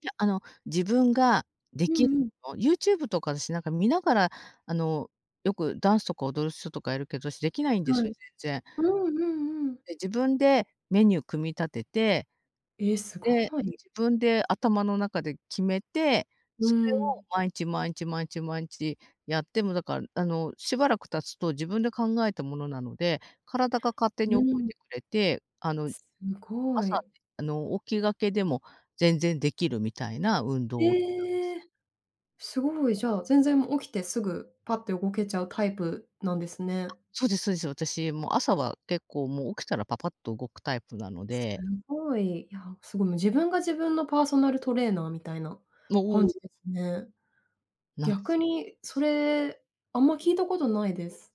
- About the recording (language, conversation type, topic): Japanese, advice, 健康診断で異常が出て生活習慣を変えなければならないとき、どうすればよいですか？
- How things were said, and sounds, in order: other noise; other background noise